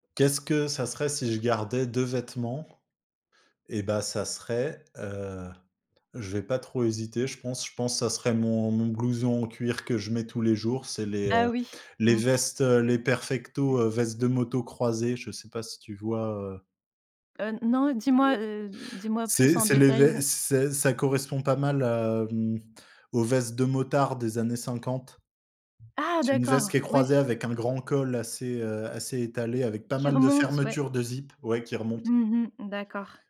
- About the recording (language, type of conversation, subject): French, podcast, Comment ton style a-t-il évolué au fil des ans ?
- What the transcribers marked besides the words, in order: other background noise; unintelligible speech